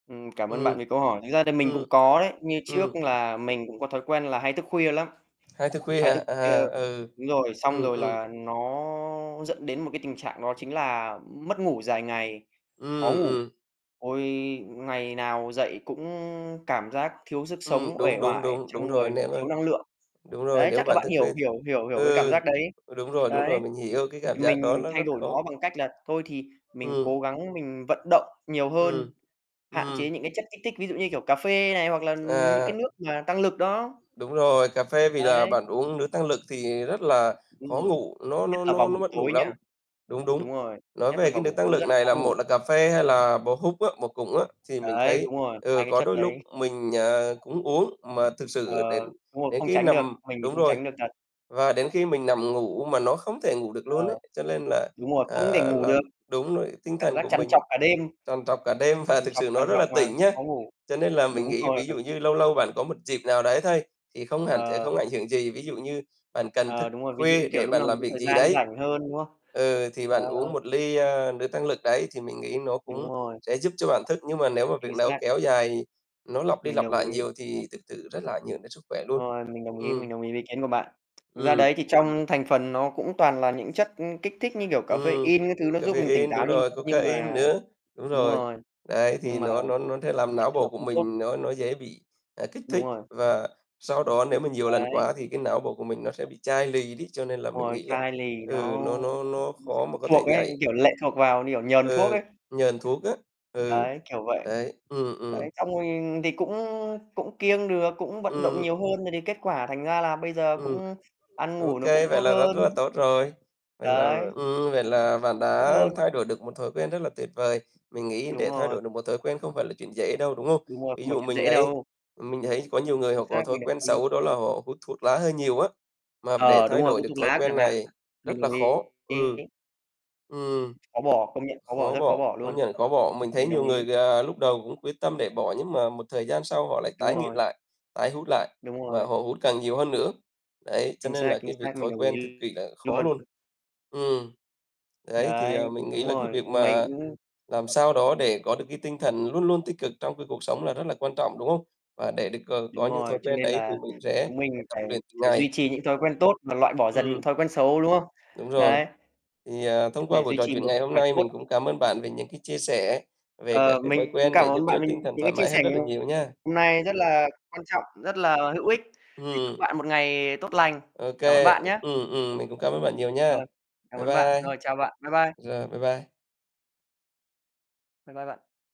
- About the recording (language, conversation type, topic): Vietnamese, unstructured, Bạn có thói quen nào giúp bạn luôn giữ tinh thần tích cực không?
- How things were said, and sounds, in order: static; other background noise; tapping; drawn out: "nó"; distorted speech; "sẽ" said as "thẽ"; unintelligible speech; unintelligible speech; unintelligible speech; mechanical hum